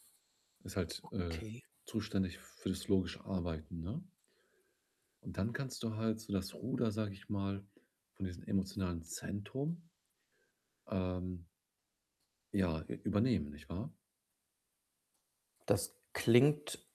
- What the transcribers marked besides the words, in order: static; distorted speech; other background noise
- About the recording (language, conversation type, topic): German, advice, Wie gehe ich am besten mit Kritik und Feedback um?